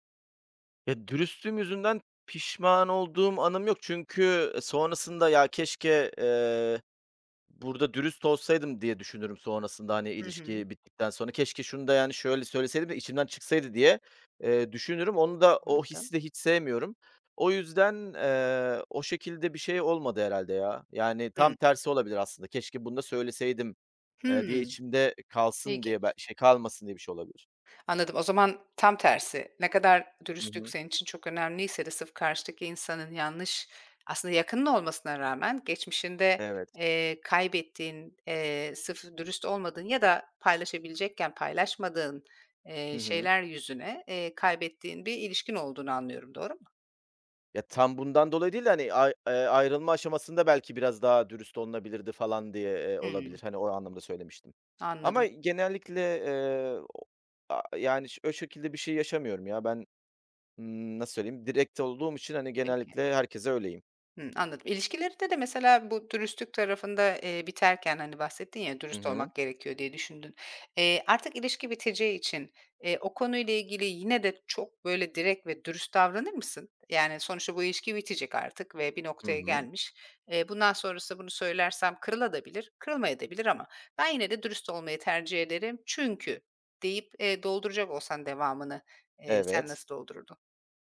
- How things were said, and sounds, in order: other background noise; tapping; "kırılabilir de" said as "kırıladabilir"; "kırılmayabilir de" said as "kırılmayadabilir"
- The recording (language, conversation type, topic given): Turkish, podcast, Kibarlık ile dürüstlük arasında nasıl denge kurarsın?